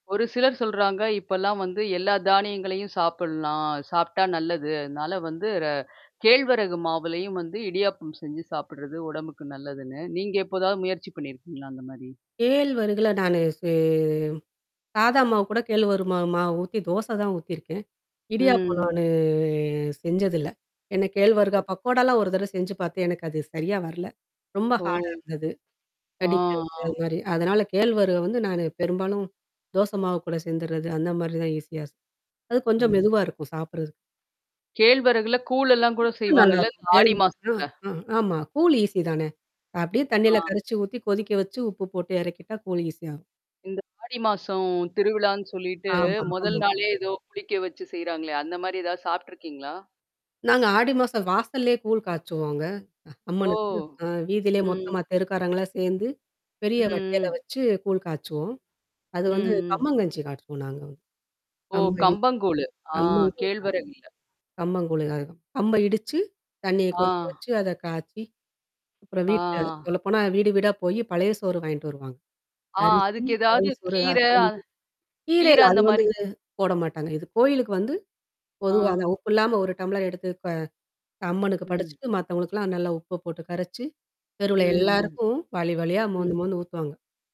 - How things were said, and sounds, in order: static; drawn out: "செ"; "கேழ்வரகு" said as "கேழ்வரு"; drawn out: "நானு"; tapping; in English: "ஹார்டா"; distorted speech; in English: "ஈஸியா"; unintelligible speech; in English: "ஈஸி"; in English: "ஈஸியா"; other noise; unintelligible speech; unintelligible speech; unintelligible speech
- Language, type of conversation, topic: Tamil, podcast, உங்கள் பாரம்பரிய உணவுகளில் உங்களுக்குப் பிடித்த ஒரு இதமான உணவைப் பற்றி சொல்ல முடியுமா?